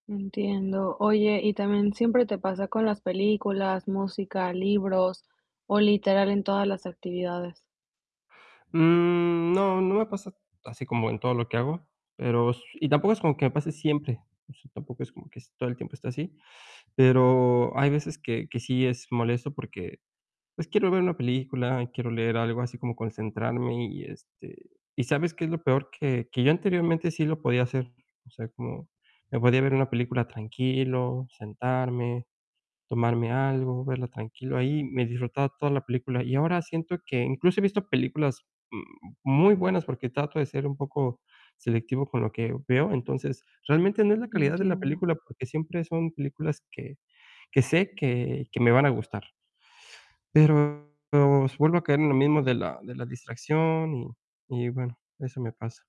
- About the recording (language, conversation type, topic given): Spanish, advice, ¿Cómo puedo disfrutar de leer o ver películas sin distraerme ni sentirme sobreestimulado?
- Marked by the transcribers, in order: other background noise; distorted speech